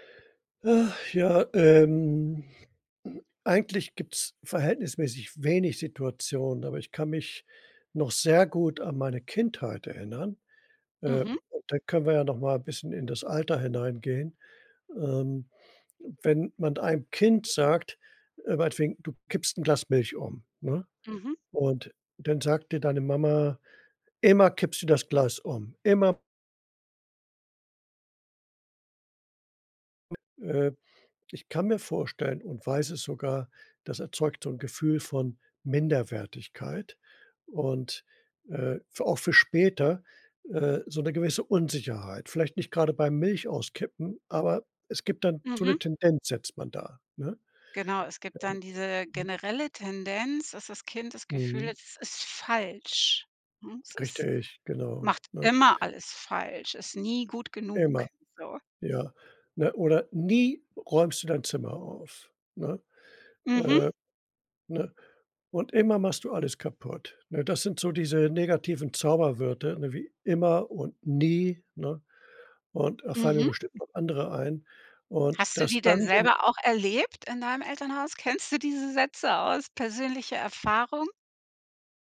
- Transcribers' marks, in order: other background noise
- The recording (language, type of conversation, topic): German, podcast, Wie gehst du mit Selbstzweifeln um?